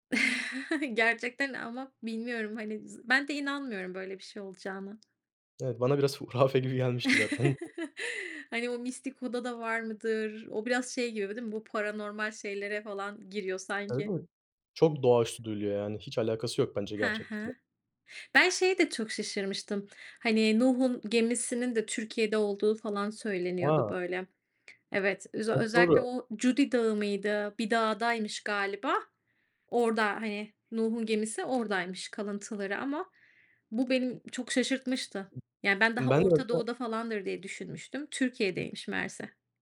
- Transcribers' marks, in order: chuckle; tapping; other background noise; laughing while speaking: "hurafe gibi gelmişti zaten"; chuckle; other noise
- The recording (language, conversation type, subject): Turkish, unstructured, Hayatında öğrendiğin en ilginç bilgi neydi?